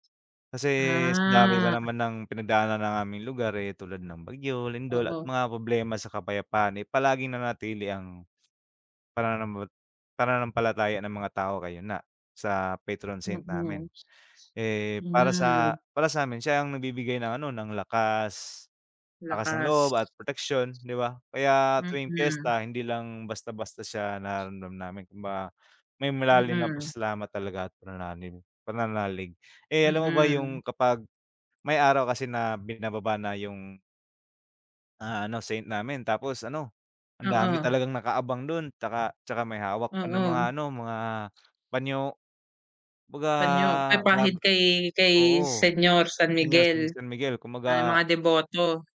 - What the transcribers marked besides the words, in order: in English: "patron saint"
- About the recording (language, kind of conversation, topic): Filipino, unstructured, Ano ang pinakamahalagang tradisyon sa inyong lugar?